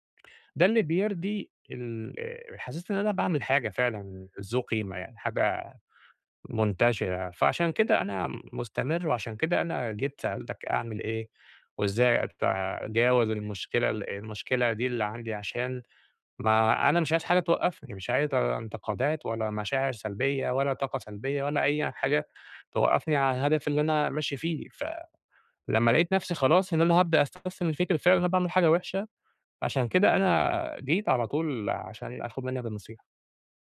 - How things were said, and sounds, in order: none
- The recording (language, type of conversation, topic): Arabic, advice, إزاي الرفض أو النقد اللي بيتكرر خلاّك تبطل تنشر أو تعرض حاجتك؟